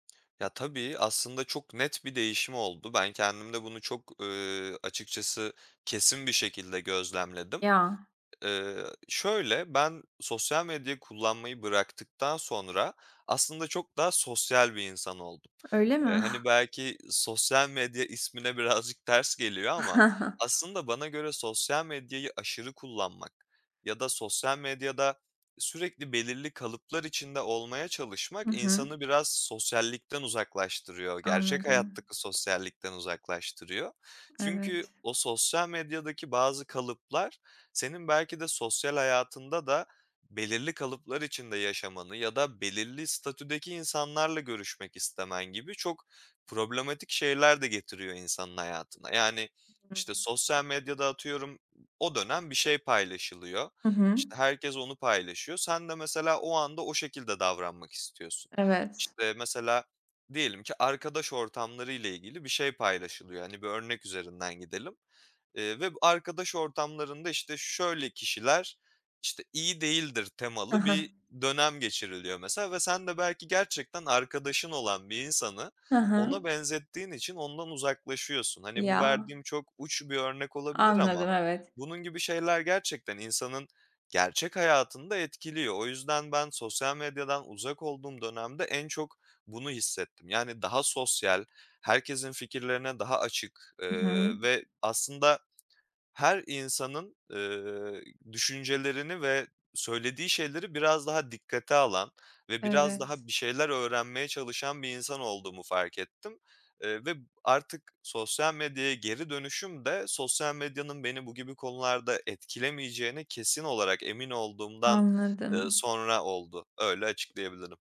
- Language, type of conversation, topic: Turkish, podcast, Sosyal medyada gerçek benliğini nasıl gösteriyorsun?
- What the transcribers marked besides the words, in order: other background noise; giggle; chuckle; tapping